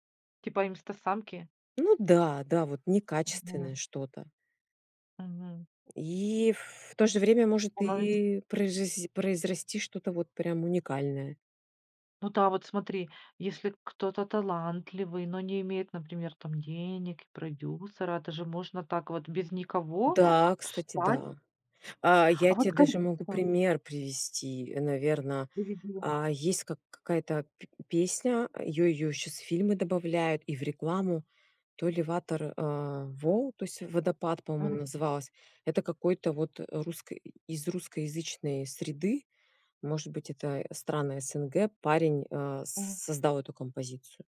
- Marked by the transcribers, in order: "Инстасамки" said as "Имстасамки"; tapping; other background noise; unintelligible speech
- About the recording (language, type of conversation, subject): Russian, podcast, Насколько сильно соцсети формируют новый музыкальный вкус?
- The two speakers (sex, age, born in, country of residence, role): female, 40-44, Russia, United States, guest; female, 40-44, Ukraine, Mexico, host